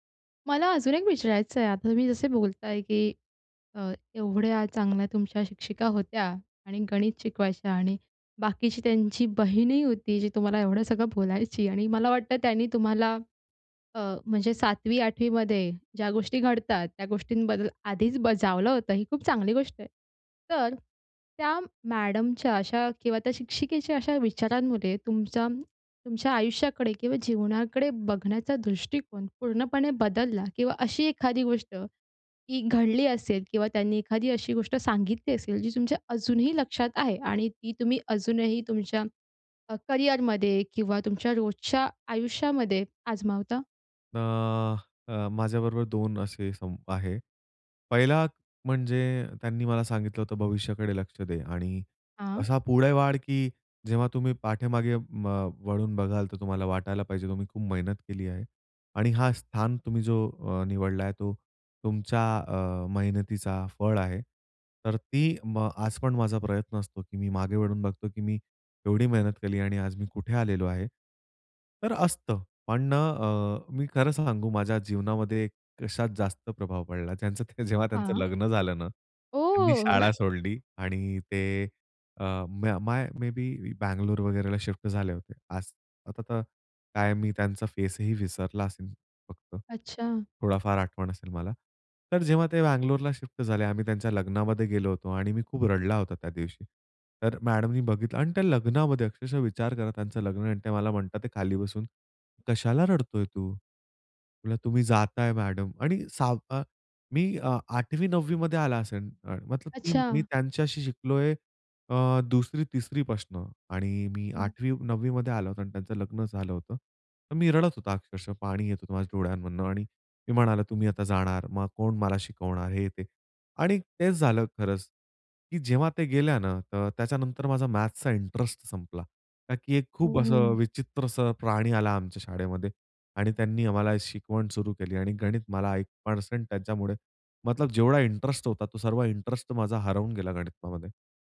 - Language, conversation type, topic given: Marathi, podcast, शाळेतल्या एखाद्या शिक्षकामुळे कधी शिकायला प्रेम झालंय का?
- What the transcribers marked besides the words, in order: tapping; in English: "मे बी"; chuckle